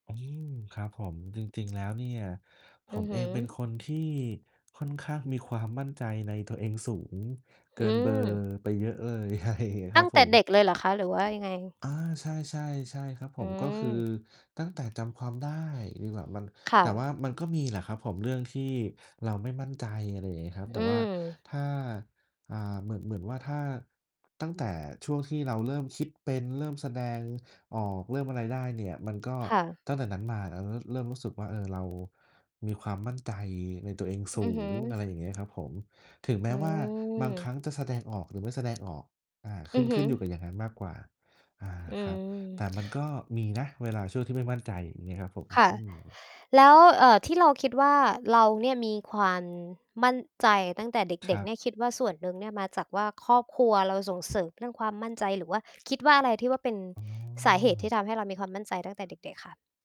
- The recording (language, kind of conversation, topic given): Thai, unstructured, คุณเคยรู้สึกไม่มั่นใจในตัวตนของตัวเองไหม และทำอย่างไรถึงจะกลับมามั่นใจได้?
- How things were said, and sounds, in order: distorted speech; laughing while speaking: "มีความมั่นใจ"; laughing while speaking: "ใช่"; tapping; other background noise